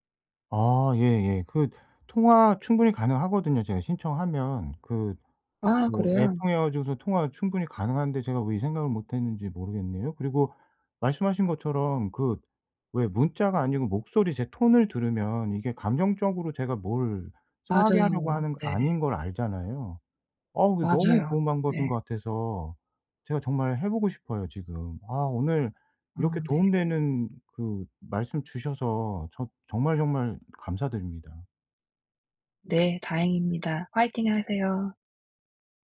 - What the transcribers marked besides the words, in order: none
- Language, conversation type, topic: Korean, advice, 감정이 상하지 않도록 상대에게 건설적인 피드백을 어떻게 말하면 좋을까요?